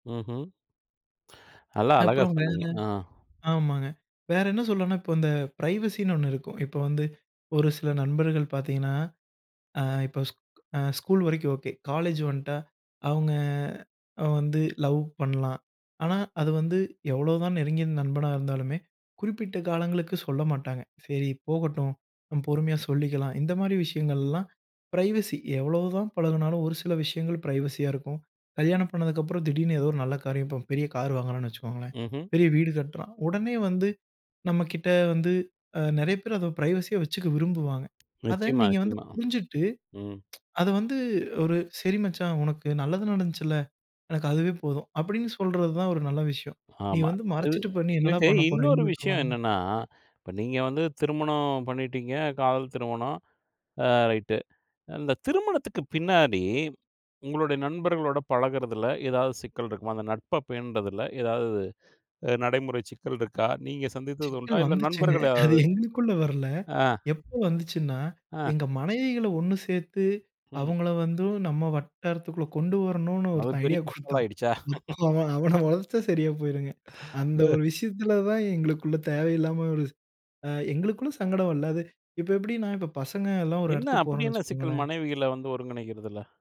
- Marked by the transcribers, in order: in English: "பிரைவசின்னு"; in English: "பிரைவசி"; in English: "பிரைவசியா"; in English: "பிரைவசியா"; tsk; laughing while speaking: "அது எங்களுக்குள்ள வரல"; laughing while speaking: "ஐடியா கொடுத்தான் இப்போ அவன, அவன வளச்சா சரியா போயிருங்க"; unintelligible speech; laugh; sigh
- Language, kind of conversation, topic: Tamil, podcast, நட்பை பேணுவதற்கு அவசியமான ஒரு பழக்கம் என்ன என்று நீங்கள் நினைக்கிறீர்கள்?